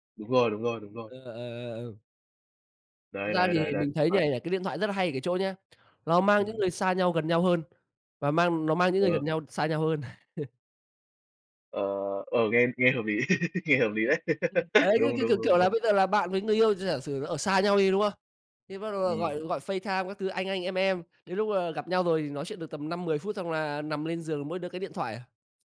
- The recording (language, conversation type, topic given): Vietnamese, unstructured, Làm thế nào điện thoại thông minh ảnh hưởng đến cuộc sống hằng ngày của bạn?
- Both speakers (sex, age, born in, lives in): male, 20-24, Vietnam, Vietnam; male, 25-29, Vietnam, Vietnam
- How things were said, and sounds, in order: other background noise; laugh; laugh